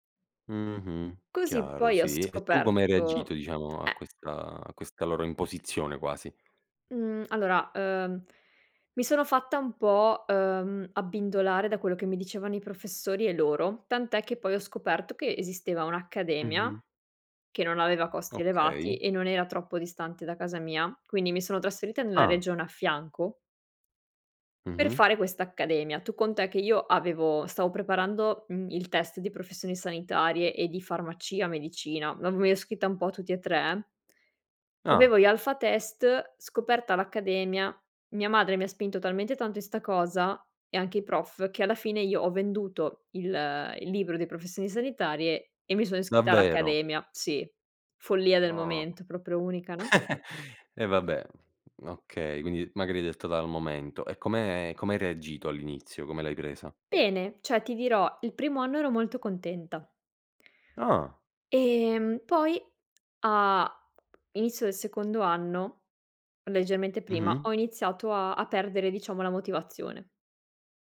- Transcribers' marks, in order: other background noise; unintelligible speech; chuckle
- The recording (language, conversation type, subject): Italian, podcast, Come racconti una storia che sia personale ma universale?